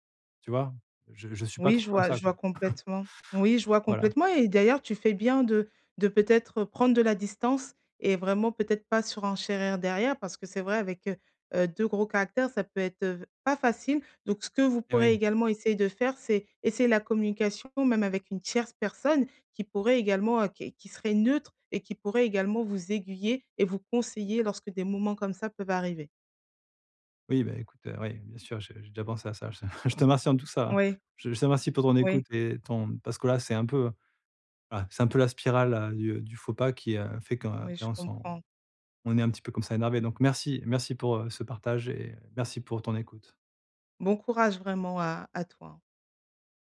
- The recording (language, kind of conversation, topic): French, advice, Comment arrêter de m’enfoncer après un petit faux pas ?
- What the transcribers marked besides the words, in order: cough; chuckle